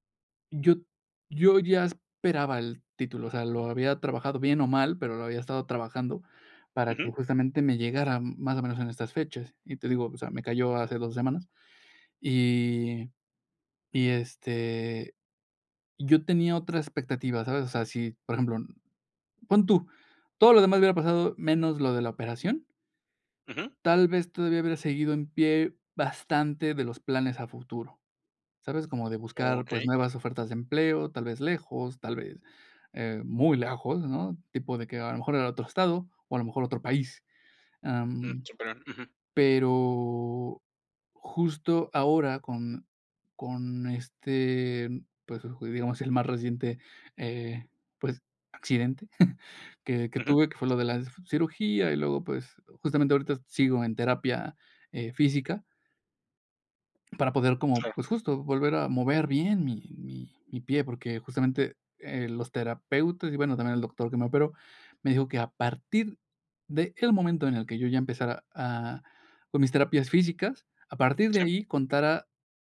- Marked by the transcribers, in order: tapping; chuckle
- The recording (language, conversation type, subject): Spanish, advice, ¿Cómo puedo aceptar que mis planes a futuro ya no serán como los imaginaba?